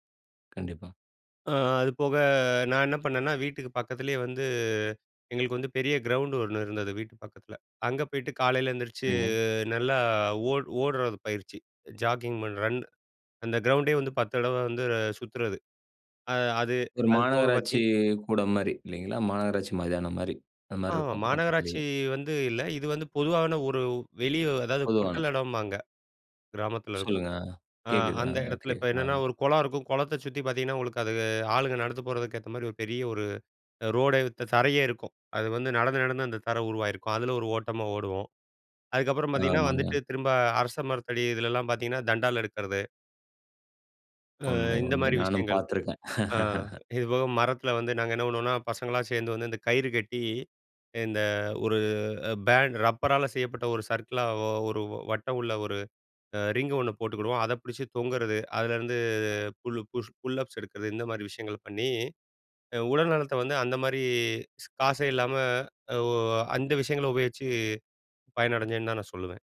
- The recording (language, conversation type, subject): Tamil, podcast, காசில்லாமல் கற்றுக்கொள்வதற்கு என்னென்ன வழிகள் உள்ளன?
- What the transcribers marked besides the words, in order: in English: "ஜாக்கிங்"; in English: "ரன்"; tapping; laugh; in English: "பேண்ட்"; in English: "ரிங்கு"; in English: "புஷ் புல்லப்ஸ்"; other noise